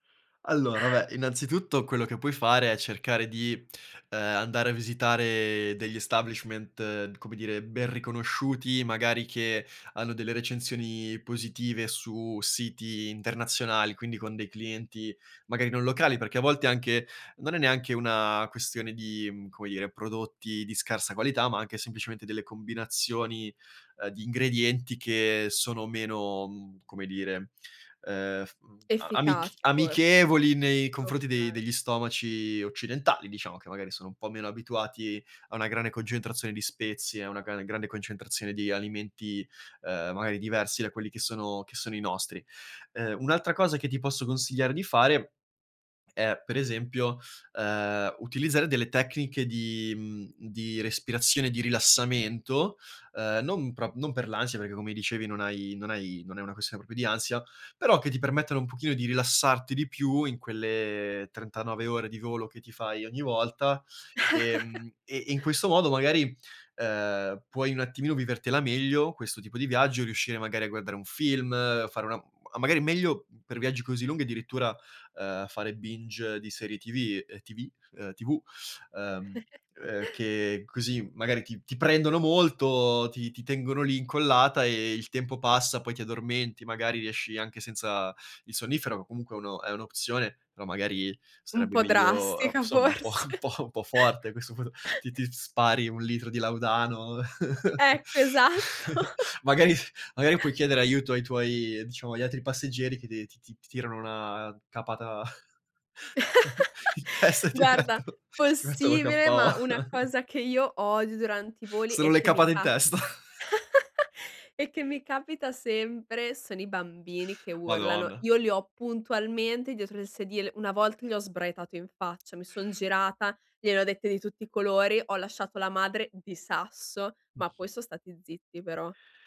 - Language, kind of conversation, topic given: Italian, advice, Come posso gestire l’ansia e gli imprevisti quando viaggio o sono in vacanza?
- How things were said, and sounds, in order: drawn out: "visitare"; in English: "establishment"; tapping; "proprio" said as "propio"; drawn out: "quelle"; chuckle; chuckle; laughing while speaking: "forse"; chuckle; laughing while speaking: "esatto"; chuckle; laughing while speaking: "Magari"; chuckle; drawn out: "una"; chuckle; laughing while speaking: "in testa e ti metto"; chuckle; chuckle; other background noise